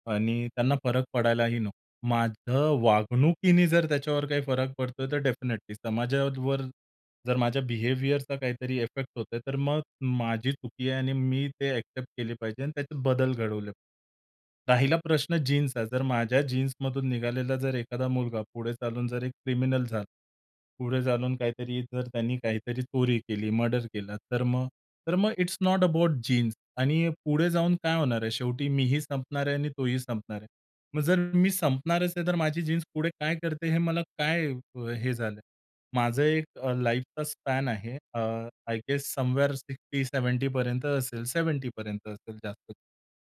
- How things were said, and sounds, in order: in English: "डेफिनिटली"; in English: "बिहेवियरचा"; other background noise; in English: "इट्स नॉट अबाउट जीन्स"; in English: "लाईफचा स्पॅन"; in English: "आय गेस समव्हेअर सिक्स्टी सेव्हेंटी पर्यंत"; in English: "सेव्हेंटी पर्यंत"
- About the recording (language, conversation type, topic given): Marathi, podcast, लग्न करायचं की स्वतंत्र राहायचं—तुम्ही निर्णय कसा घेता?